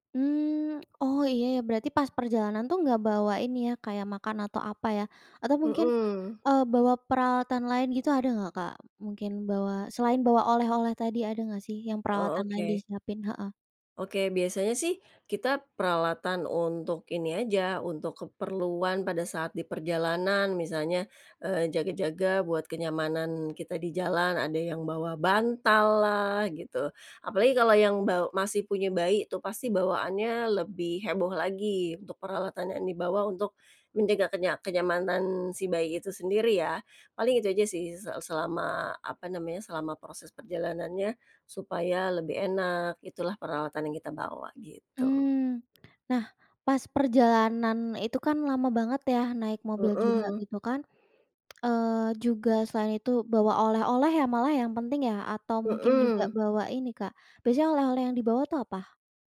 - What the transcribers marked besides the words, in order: tongue click; other background noise
- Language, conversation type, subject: Indonesian, podcast, Bisa ceritakan tradisi keluarga yang paling berkesan buatmu?